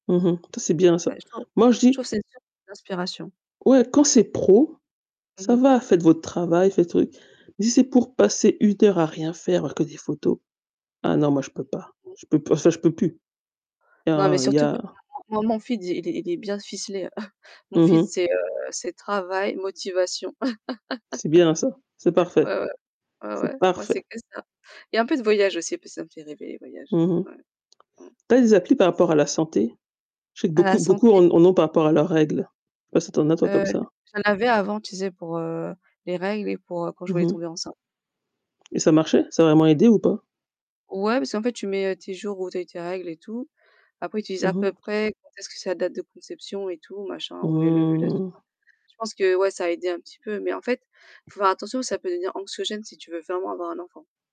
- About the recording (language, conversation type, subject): French, unstructured, Quelle application te rend le plus heureux au quotidien ?
- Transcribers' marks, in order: distorted speech; tapping; unintelligible speech; in English: "feed"; static; chuckle; in English: "feed"; laugh; stressed: "parfait"